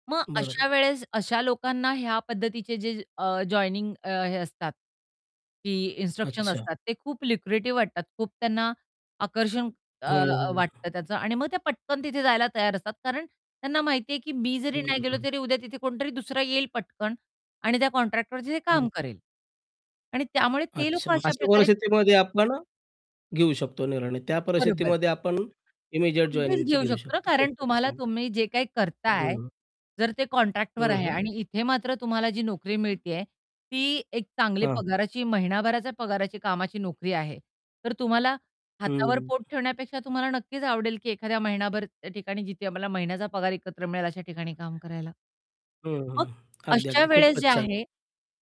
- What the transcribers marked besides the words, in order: tapping; in English: "इन्स्ट्रक्शन"; in English: "लुक्रेटिव्ह"; other background noise; distorted speech; unintelligible speech; unintelligible speech; in English: "इमिजिएट"
- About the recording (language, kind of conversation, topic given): Marathi, podcast, नोकरी बदलताना जोखीम तुम्ही कशी मोजता?